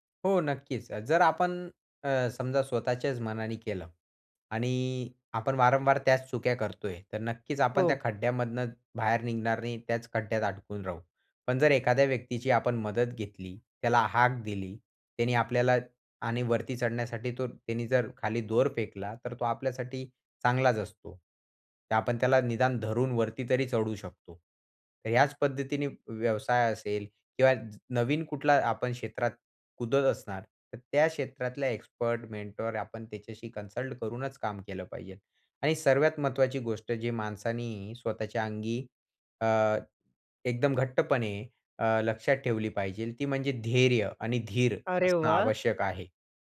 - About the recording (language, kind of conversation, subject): Marathi, podcast, नवीन क्षेत्रात उतरताना ज्ञान कसं मिळवलंत?
- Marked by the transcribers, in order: tapping; in English: "मेंटॉर"; in English: "कन्सल्ट"